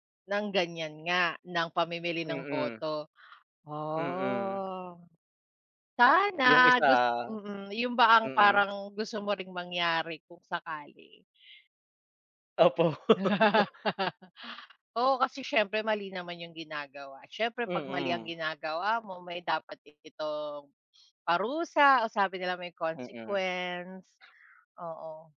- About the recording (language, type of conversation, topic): Filipino, unstructured, Ano ang nararamdaman mo kapag may mga isyu ng pandaraya sa eleksiyon?
- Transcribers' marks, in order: drawn out: "Oh"; laugh; other background noise